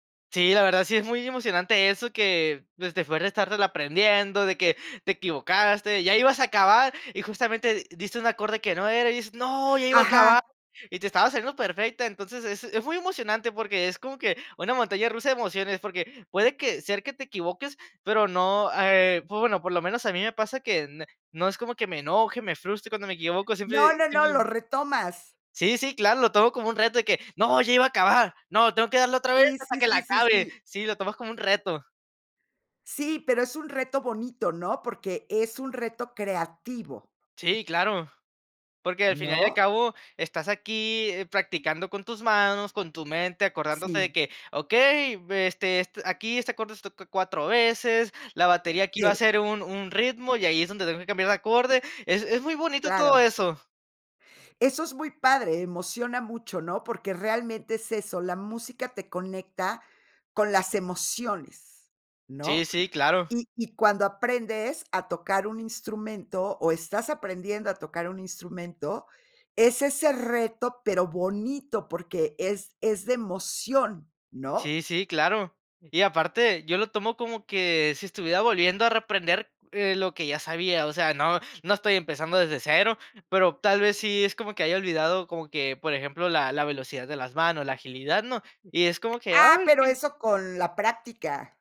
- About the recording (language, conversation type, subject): Spanish, podcast, ¿Cómo fue retomar un pasatiempo que habías dejado?
- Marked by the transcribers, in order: put-on voice: "No, ya iba a acabar"; put-on voice: "No, ya iba a acabar … que la acabe"